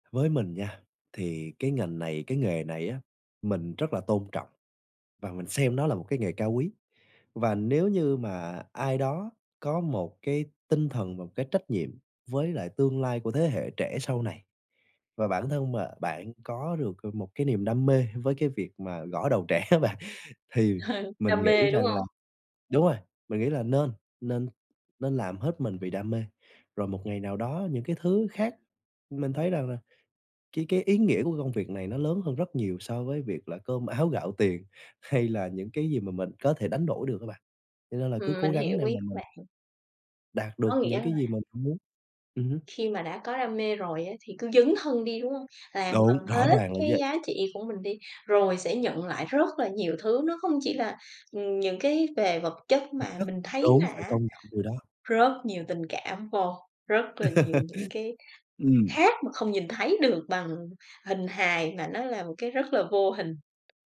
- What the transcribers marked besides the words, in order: laughing while speaking: "trẻ á bạn"; chuckle; laughing while speaking: "hay"; laugh; tapping
- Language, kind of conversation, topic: Vietnamese, podcast, Công việc nào khiến bạn cảm thấy ý nghĩa nhất ở thời điểm hiện tại?